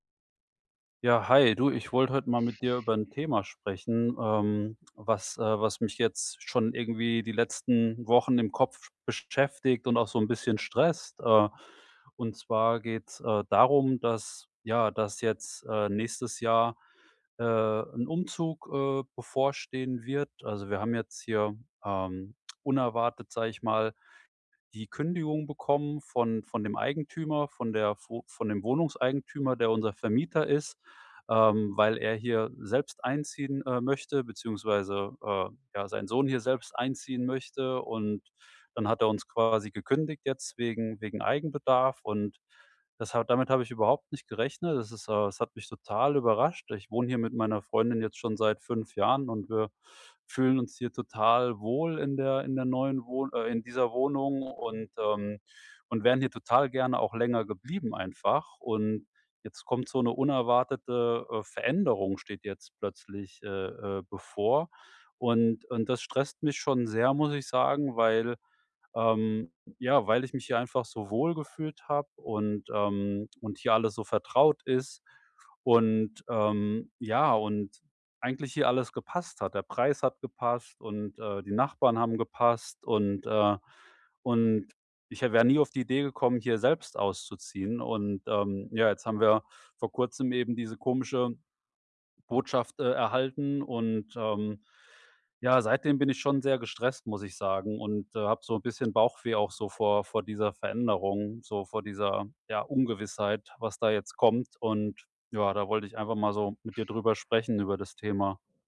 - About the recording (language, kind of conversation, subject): German, advice, Wie treffe ich große Entscheidungen, ohne Angst vor Veränderung und späterer Reue zu haben?
- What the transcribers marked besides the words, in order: other background noise